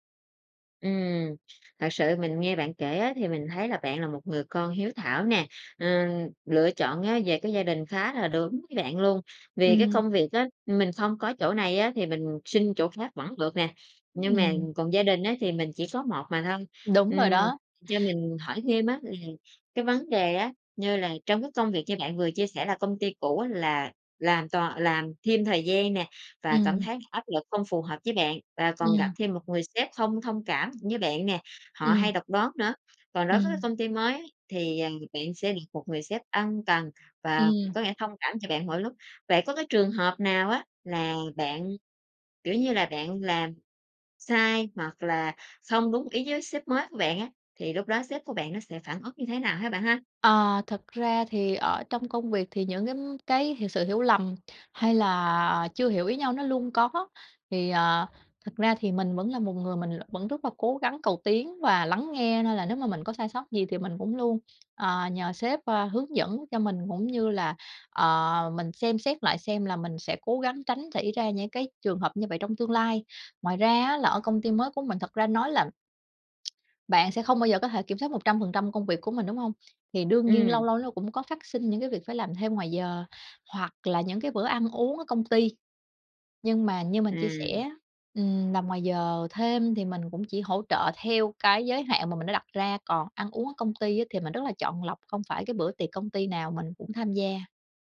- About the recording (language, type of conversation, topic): Vietnamese, podcast, Bạn cân bằng giữa gia đình và công việc ra sao khi phải đưa ra lựa chọn?
- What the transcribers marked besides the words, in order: tapping; other background noise; tsk